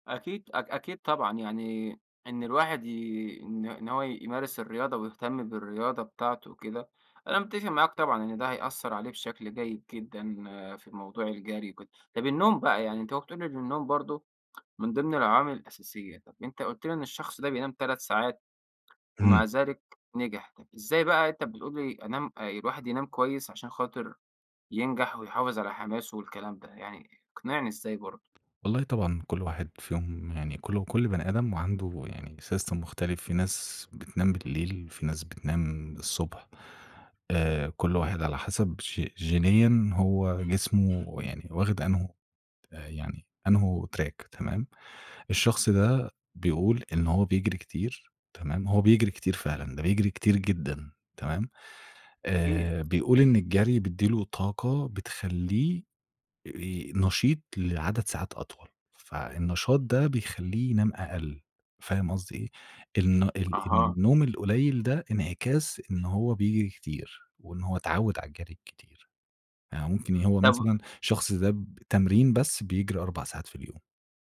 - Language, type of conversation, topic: Arabic, podcast, إزاي تفضل متحمّس للتعلّم على المدى الطويل؟
- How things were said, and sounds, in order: tapping; in English: "system"; other background noise; in English: "تراك"